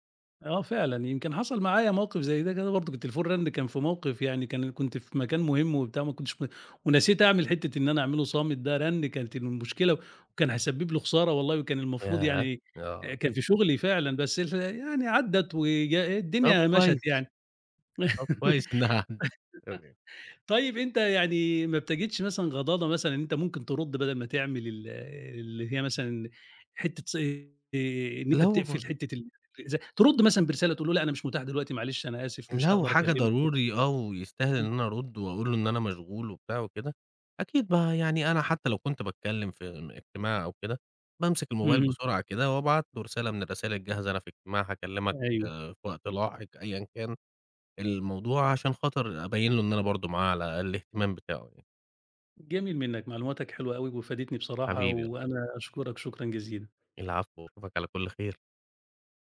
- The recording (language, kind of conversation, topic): Arabic, podcast, إزاي بتتعامل مع إشعارات التطبيقات اللي بتضايقك؟
- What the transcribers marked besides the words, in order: tapping; laugh; unintelligible speech